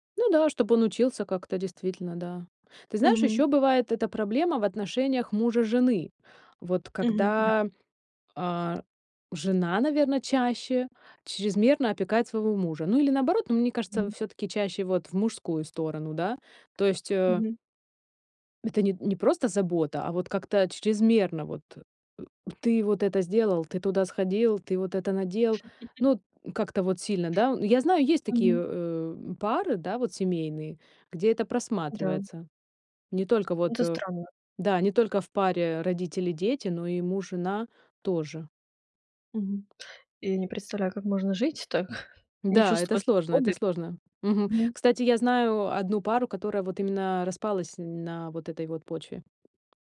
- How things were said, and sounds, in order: tapping; chuckle; chuckle
- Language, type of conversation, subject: Russian, podcast, Как отличить здоровую помощь от чрезмерной опеки?
- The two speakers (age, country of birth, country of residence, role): 20-24, Ukraine, Germany, host; 40-44, Ukraine, United States, guest